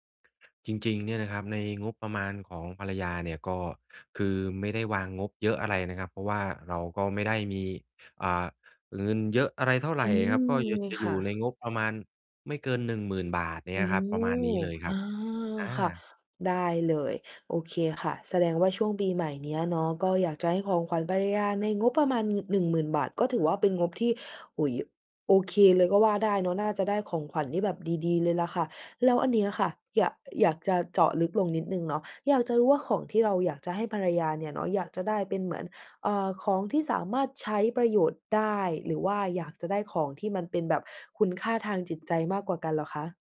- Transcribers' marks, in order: other background noise
- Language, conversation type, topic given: Thai, advice, จะหาไอเดียของขวัญให้ถูกใจคนรับได้อย่างไร?